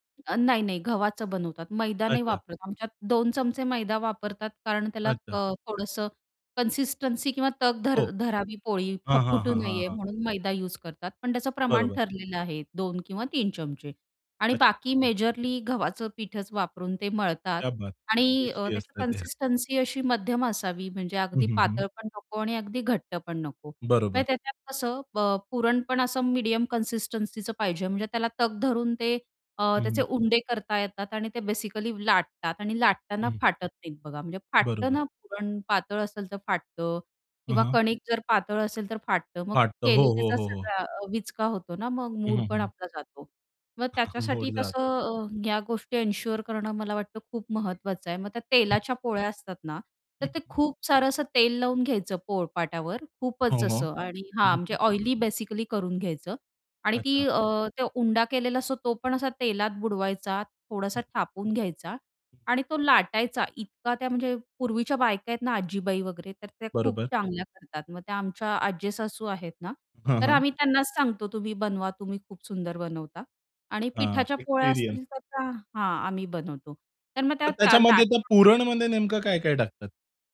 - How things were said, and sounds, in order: distorted speech; other background noise; tapping; in Hindi: "क्या बात!"; in English: "बेसिकली"; laughing while speaking: "मुड जातो"; in English: "एन्शुअर"; in English: "बेसिकली"; put-on voice: "लाट"
- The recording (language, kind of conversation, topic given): Marathi, podcast, सणासाठी तुमच्या घरात नेहमी कोणते पदार्थ बनवतात?